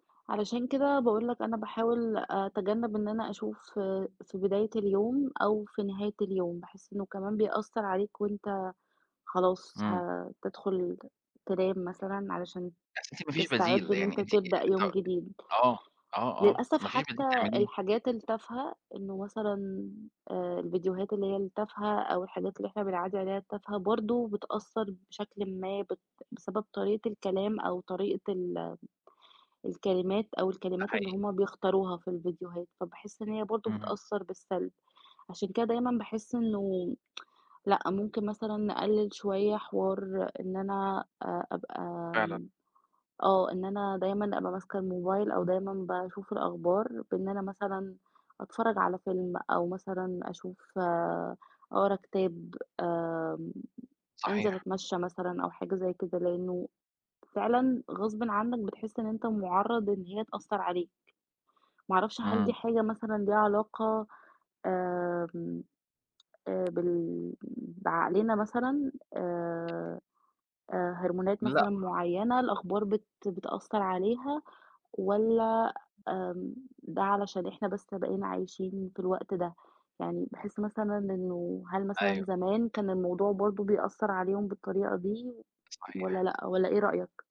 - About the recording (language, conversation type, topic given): Arabic, unstructured, إزاي الأخبار الإيجابية ممكن تساعد في تحسين الصحة النفسية؟
- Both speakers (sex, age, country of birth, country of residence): female, 30-34, Egypt, Egypt; male, 40-44, Egypt, Portugal
- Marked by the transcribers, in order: horn; tsk; tapping; other background noise